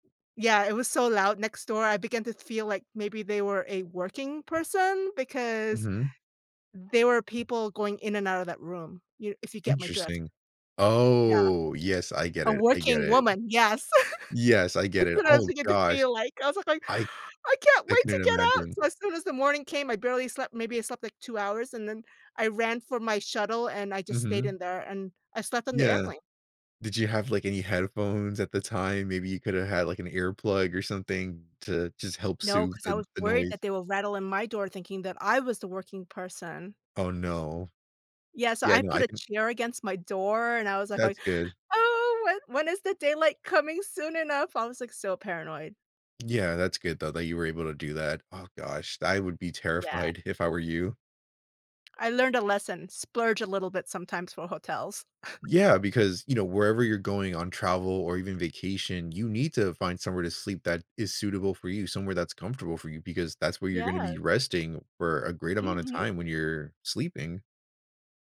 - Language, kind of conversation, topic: English, unstructured, How can I keep my sleep and workouts on track while traveling?
- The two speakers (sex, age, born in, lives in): female, 45-49, South Korea, United States; male, 20-24, United States, United States
- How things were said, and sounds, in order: drawn out: "Oh"; laugh; afraid: "I can't wait to get out"; tapping; chuckle